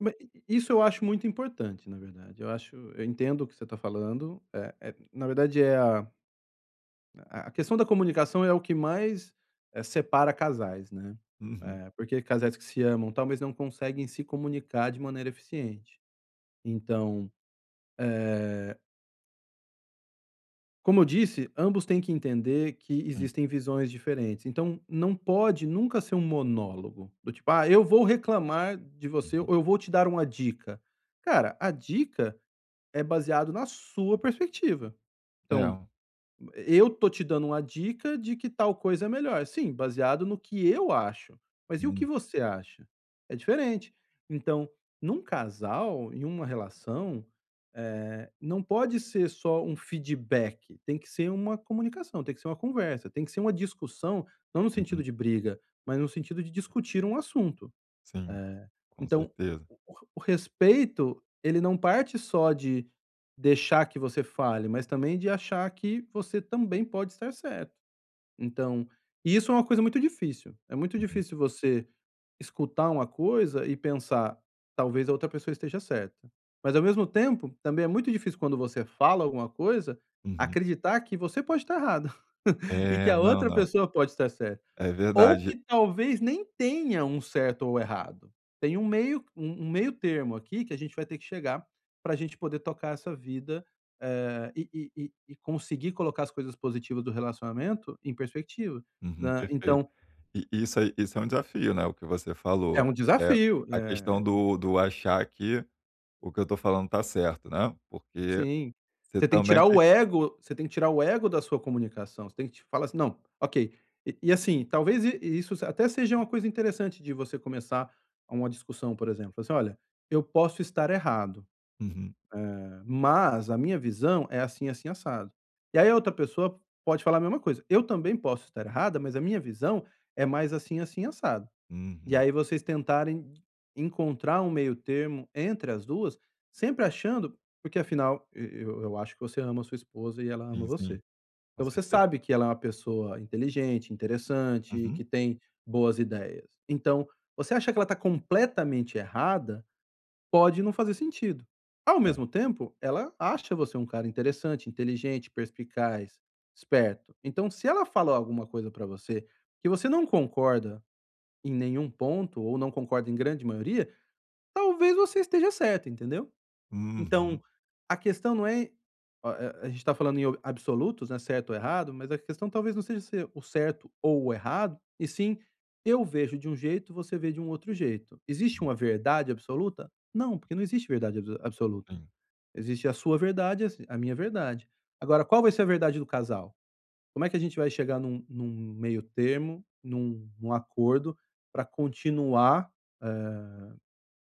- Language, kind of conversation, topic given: Portuguese, advice, Como posso dar feedback sem magoar alguém e manter a relação?
- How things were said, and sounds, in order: laugh